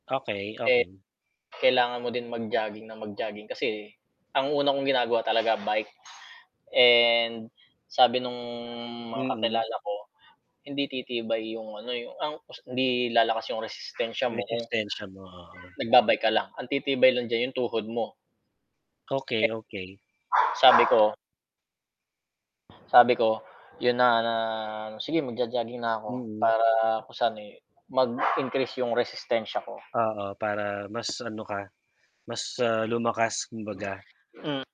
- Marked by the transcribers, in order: tapping; static; other background noise; background speech; distorted speech; dog barking
- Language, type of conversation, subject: Filipino, unstructured, Ano ang natutunan mo mula sa iyong paboritong libangan?